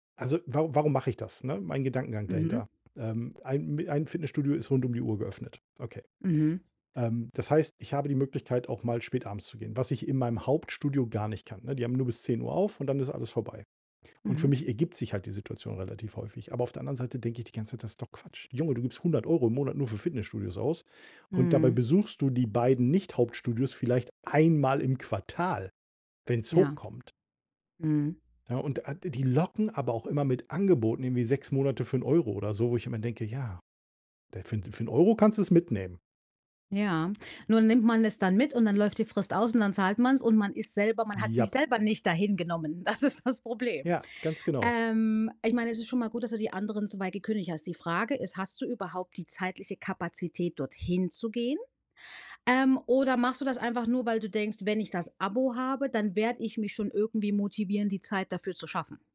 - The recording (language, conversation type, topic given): German, advice, Welche ungenutzten Abonnements kosten mich unbemerkt Geld, und wie kann ich sie am besten finden und kündigen?
- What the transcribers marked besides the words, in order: other background noise; stressed: "einmal im Quartal"; laughing while speaking: "Das"